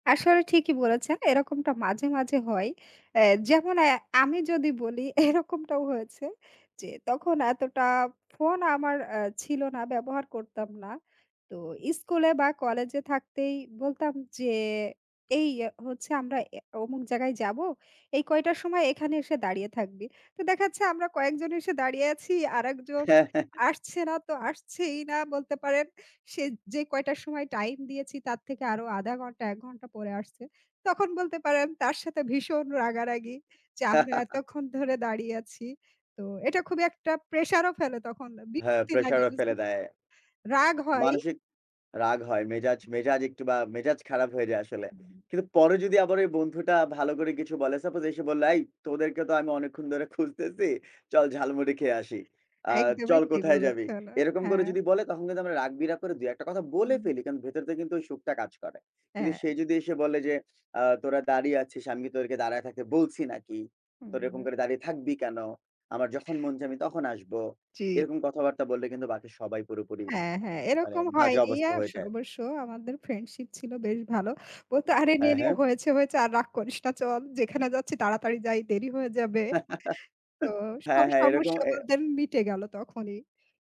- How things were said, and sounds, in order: laughing while speaking: "এরকমটাও হয়েছে"; "দেখা যাচ্ছে" said as "দেখাচ্ছে"; laughing while speaking: "হ্যাঁ, হ্যাঁ, হ্যাঁ"; laughing while speaking: "তার সাথে ভীষণ রাগারাগি যে আমরা এতক্ষণ ধরে দাঁড়িয়ে আছি"; other background noise; chuckle; laughing while speaking: "খুঁজতেছি"; laughing while speaking: "একদমই ঠিক বলেছেন"; "থেকে" said as "থে"; "কিন্তু" said as "কিনু"; laughing while speaking: "আরে নেনে হয়েছে, হয়েছে। আর … মিটে গেল তখনই"; chuckle
- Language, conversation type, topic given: Bengali, unstructured, বন্ধুত্ব মানসিক স্বাস্থ্যে কী প্রভাব ফেলে?